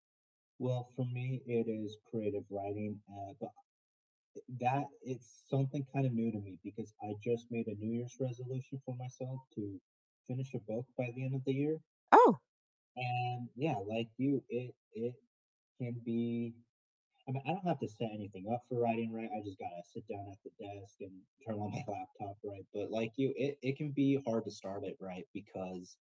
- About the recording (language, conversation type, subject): English, unstructured, How do you stay motivated to keep practicing a hobby?
- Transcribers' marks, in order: distorted speech; laughing while speaking: "my"; other background noise